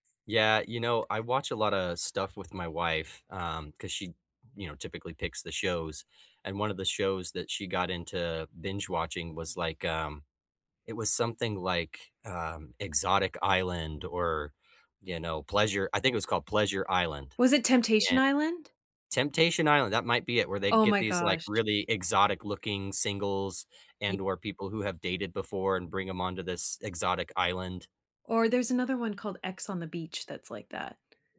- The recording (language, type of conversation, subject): English, unstructured, What recent show did you binge-watch that pleasantly surprised you, and what exceeded your expectations about it?
- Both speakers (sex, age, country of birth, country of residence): female, 30-34, United States, United States; male, 40-44, United States, United States
- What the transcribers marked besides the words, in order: none